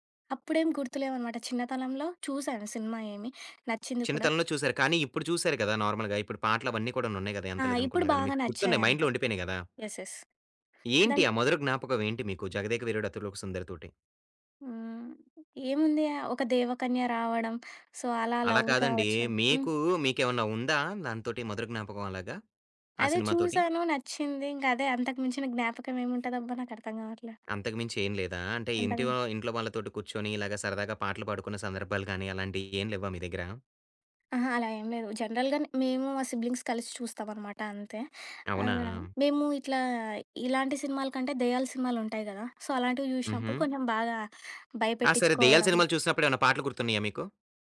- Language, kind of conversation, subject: Telugu, podcast, పాత జ్ఞాపకాలు గుర్తుకొచ్చేలా మీరు ప్లేలిస్ట్‌కి ఏ పాటలను జోడిస్తారు?
- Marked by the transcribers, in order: other background noise; in English: "నార్మల్‌గా"; in English: "మైండ్‌లో"; in English: "యెస్. యెస్"; in English: "సో"; in English: "లవ్"; in English: "జనరల్‌గా"; in English: "సిబ్లింగ్స్"; in English: "సో"